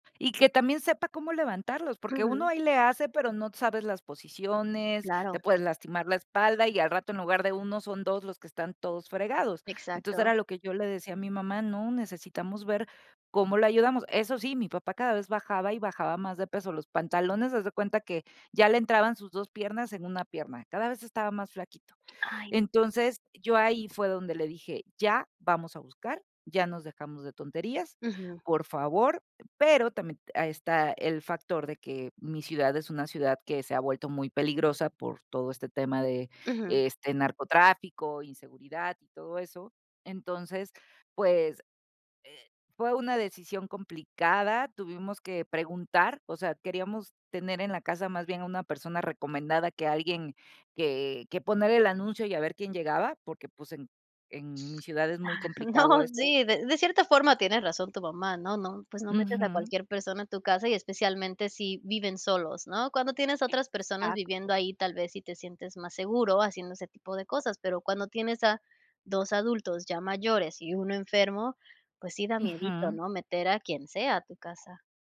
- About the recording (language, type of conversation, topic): Spanish, podcast, ¿Cómo decides si cuidar a un padre mayor en casa o buscar ayuda externa?
- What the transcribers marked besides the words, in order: laughing while speaking: "No, sí"